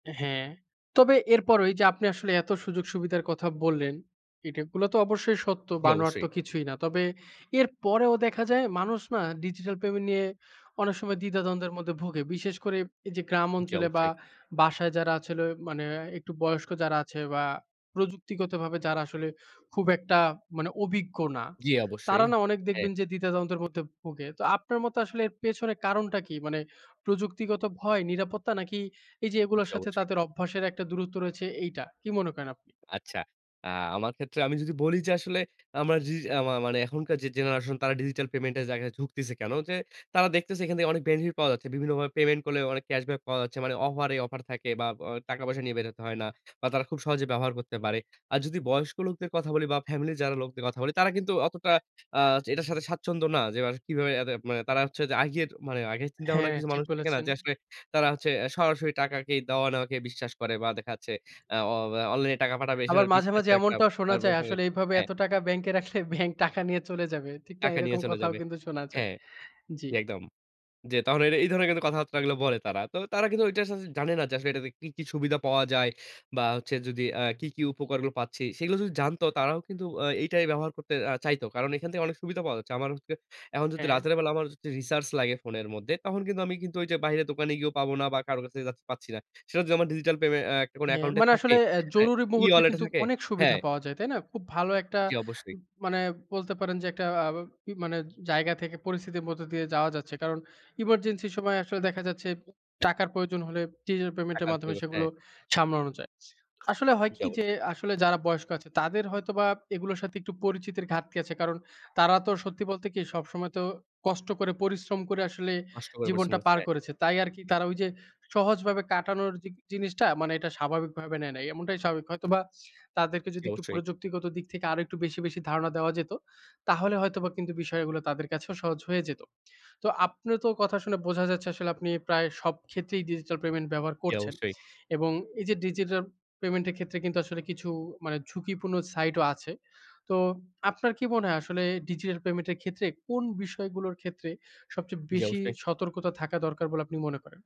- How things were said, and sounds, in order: other background noise; laughing while speaking: "রাখলে ব্যাংক টাকা নিয়ে চলে যাবে"; "রিসার্চ" said as "রিসারছ"; "মধ্যে" said as "মদ্দে"
- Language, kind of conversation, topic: Bengali, podcast, ডিজিটাল পেমেন্ট ব্যবহারের সুবিধা ও ঝুঁকি আপনি কীভাবে দেখেন?